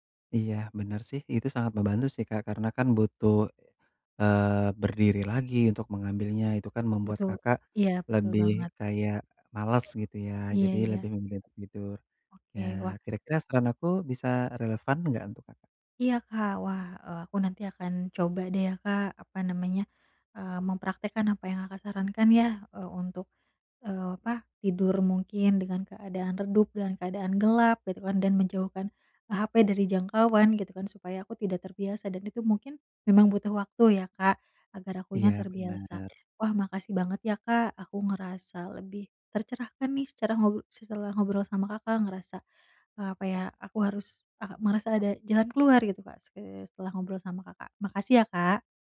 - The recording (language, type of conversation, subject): Indonesian, advice, Bagaimana cara mengurangi kebiasaan menatap layar sebelum tidur setiap malam?
- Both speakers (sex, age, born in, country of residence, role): female, 30-34, Indonesia, Indonesia, user; male, 30-34, Indonesia, Indonesia, advisor
- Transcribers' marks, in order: none